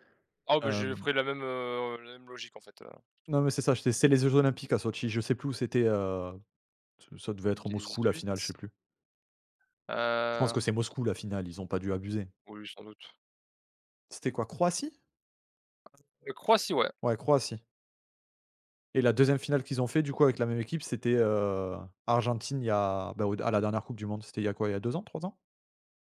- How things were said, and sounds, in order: tapping
- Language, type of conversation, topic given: French, unstructured, Quel événement historique te rappelle un grand moment de bonheur ?